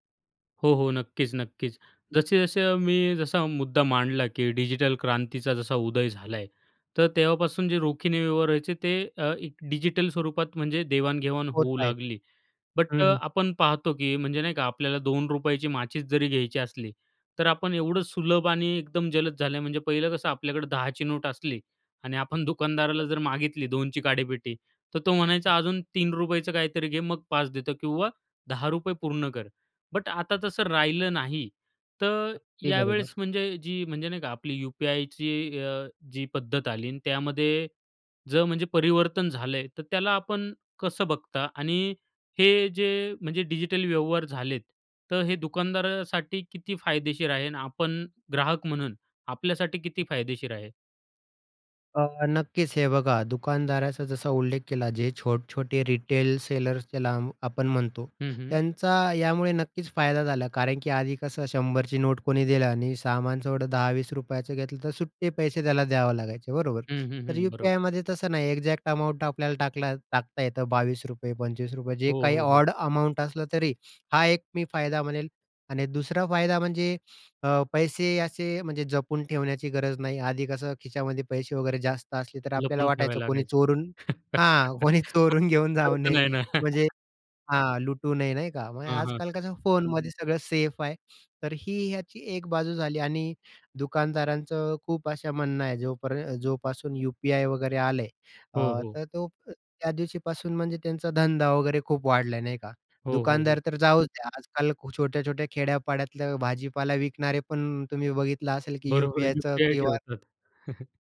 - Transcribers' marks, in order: other background noise; in English: "बट"; unintelligible speech; laughing while speaking: "आपण दुकानदाराला"; in English: "बट"; in English: "रिटेल सेलर्स"; in English: "एक्झॅक्ट अमाऊंट"; in English: "ऑड अमाउंट"; chuckle; unintelligible speech; laughing while speaking: "अर्थ नाही ना"; laughing while speaking: "कोणी चोरून घेऊन जाऊ नये"; background speech; laughing while speaking: "यू-पी-आयचं"; chuckle
- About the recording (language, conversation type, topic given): Marathi, podcast, डिजिटल चलन आणि व्यवहारांनी रोजची खरेदी कशी बदलेल?